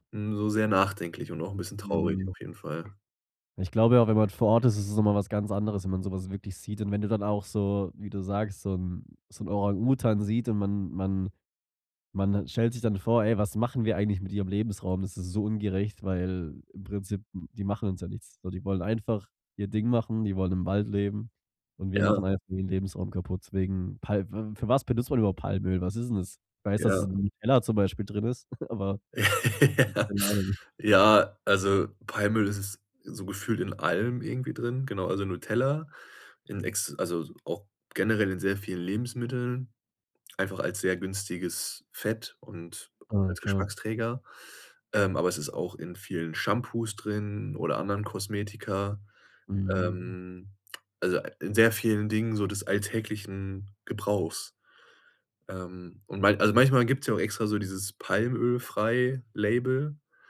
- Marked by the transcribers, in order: chuckle; laugh; laughing while speaking: "Ja"
- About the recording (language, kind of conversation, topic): German, podcast, Was war deine denkwürdigste Begegnung auf Reisen?